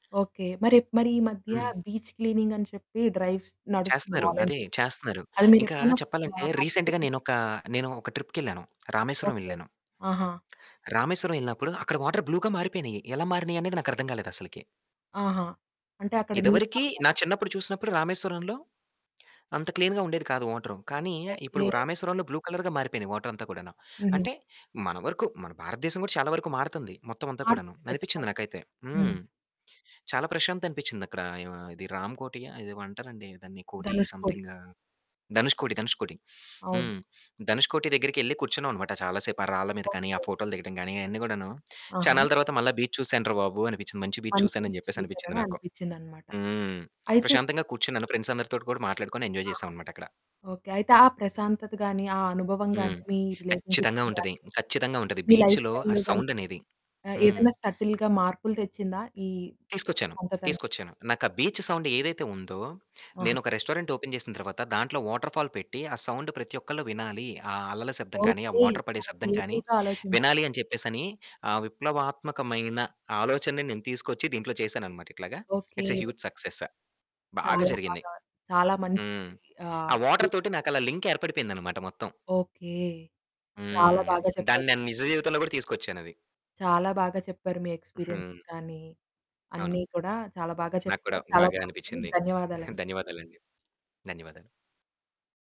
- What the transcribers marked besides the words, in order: in English: "బీచ్"; in English: "డ్రైవ్స్"; distorted speech; in English: "వాలంటీర్"; in English: "పార్టిసిపేట్"; in English: "రీసెంట్‌గా"; in English: "ట్రిప్‌కెళ్ళాను"; in English: "బ్లూగా"; static; in English: "నీట్‌గా"; in English: "క్లీన్‌గా"; in English: "బ్లూ"; in English: "సమెథింగ్"; in English: "బీచ్"; in English: "బీచ్"; in English: "ఫ్రెండ్స్"; in English: "ఎంజాయ్"; in English: "రిలేషన్షిప్‌ని"; in English: "లైఫ్ స్టైల్‌లో"; in English: "బీచ్‌లో"; in English: "సటిల్‌గా"; in English: "బీచ్ సౌండ్"; in English: "రెస్టారెంట్ ఓపెన్"; in English: "వాటర్ ఫాల్"; in English: "సౌండ్"; in English: "క్రియేటివ్‌గా"; in English: "వాటర్"; in English: "ఇట్స్ ఎ హ్యూజ్ సక్సెస్"; in English: "బ్యూటిఫుల్"; in English: "లింక్"; in English: "ఎక్స్‌పీరియన్సెస్"; giggle
- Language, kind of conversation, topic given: Telugu, podcast, సముద్రతీరంలో మీరు అనుభవించిన ప్రశాంతత గురించి వివరంగా చెప్పగలరా?